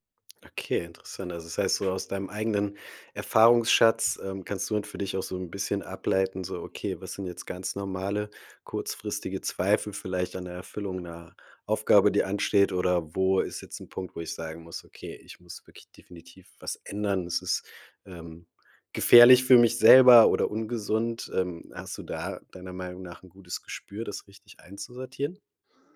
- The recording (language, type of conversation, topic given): German, podcast, Wie gehst du mit Zweifeln bei einem Neuanfang um?
- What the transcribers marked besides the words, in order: none